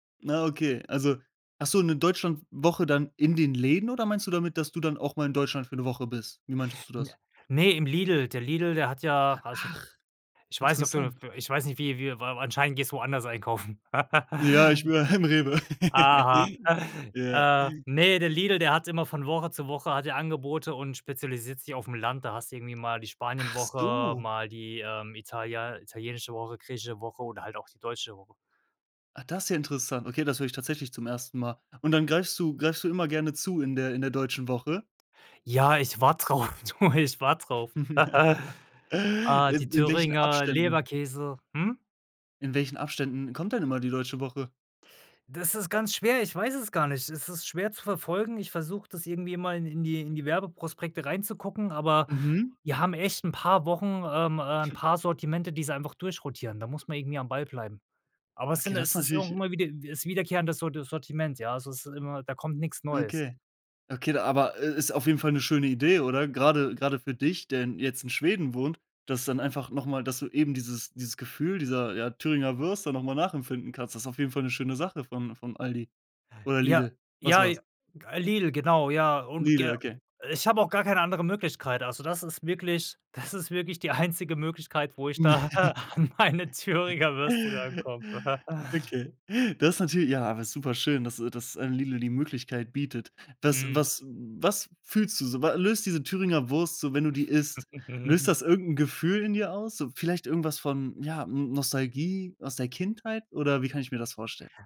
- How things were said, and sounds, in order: other noise; laugh; giggle; laughing while speaking: "darauf"; chuckle; laugh; laughing while speaking: "einzige"; laugh; laughing while speaking: "da an meine Thüringer Würste rankomme"; laugh; chuckle
- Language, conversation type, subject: German, podcast, Welche Küche weckt bei dir besonders starke Heimatgefühle?